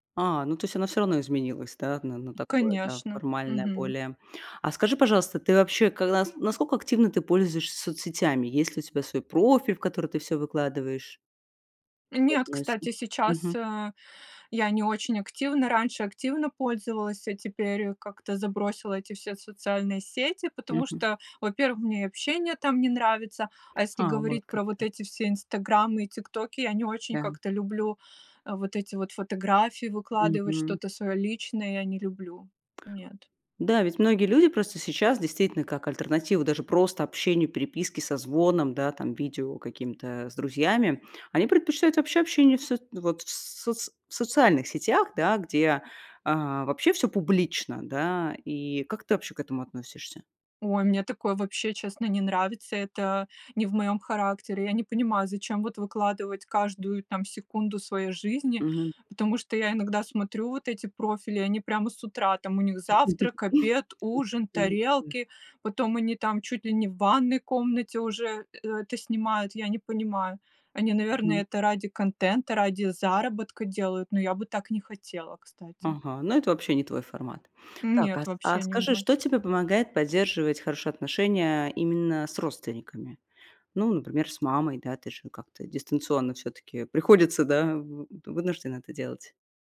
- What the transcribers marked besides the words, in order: tapping; unintelligible speech; laugh; unintelligible speech; other background noise
- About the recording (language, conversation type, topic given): Russian, podcast, Как смартфоны меняют наши личные отношения в повседневной жизни?